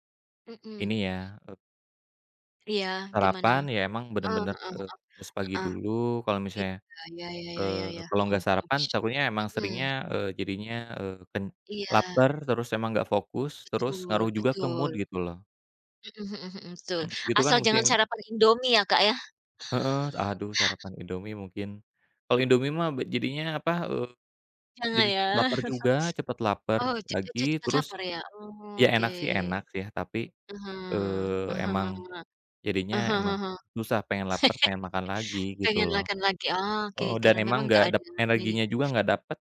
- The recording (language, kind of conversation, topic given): Indonesian, unstructured, Apa makanan sarapan favorit kamu, dan kenapa?
- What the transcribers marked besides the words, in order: in English: "mood"; chuckle; chuckle; other background noise; laugh